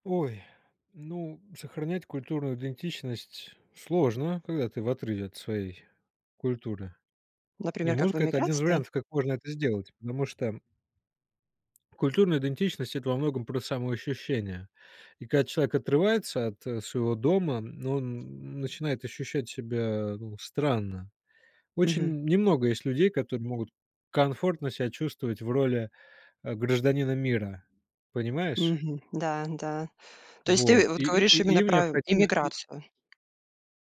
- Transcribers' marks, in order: tapping
- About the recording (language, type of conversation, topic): Russian, podcast, Как музыка помогает сохранять или менять культурную идентичность?